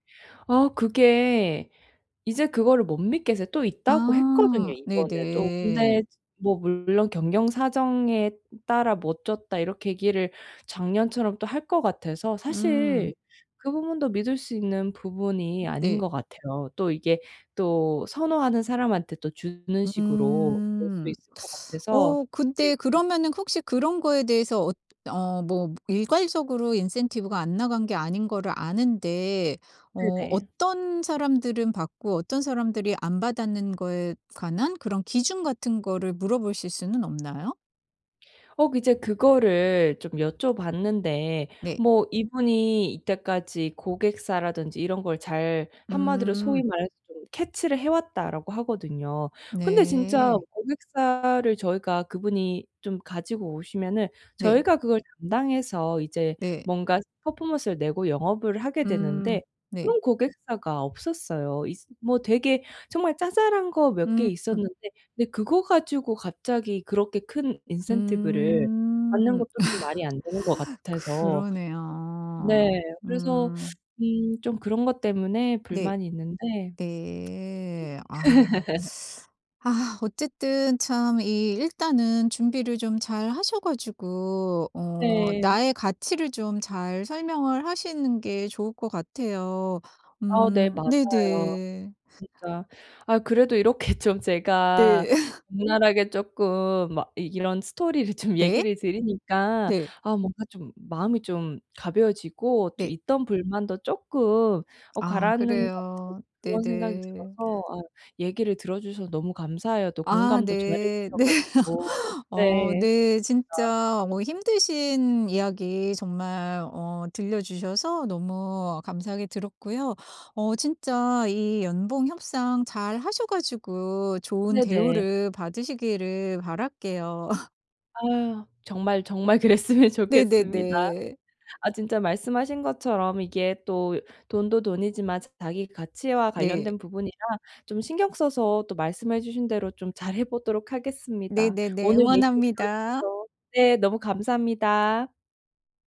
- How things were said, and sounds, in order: other background noise; teeth sucking; in English: "인센티브가"; tapping; in English: "캐치를"; in English: "퍼포먼스를"; laugh; in English: "인센티브를"; background speech; teeth sucking; teeth sucking; tsk; laugh; laughing while speaking: "이렇게 좀"; laugh; in English: "스토리를"; laughing while speaking: "좀"; laughing while speaking: "네"; laugh; unintelligible speech; laugh; laughing while speaking: "그랬으면 좋겠습니다"
- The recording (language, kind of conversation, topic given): Korean, advice, 연봉 협상을 앞두고 불안을 줄이면서 효과적으로 협상하려면 어떻게 준비해야 하나요?